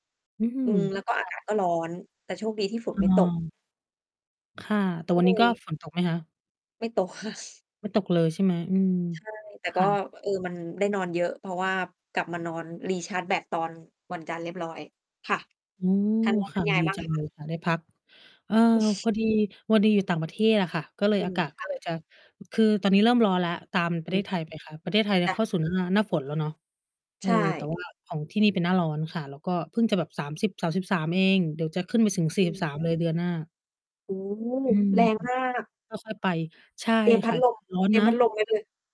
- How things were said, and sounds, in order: distorted speech; mechanical hum; laughing while speaking: "ค่ะ"; in English: "recharge"; chuckle
- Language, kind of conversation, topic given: Thai, unstructured, ช่วงเวลาไหนในชีวิตที่ทำให้คุณเติบโตมากที่สุด?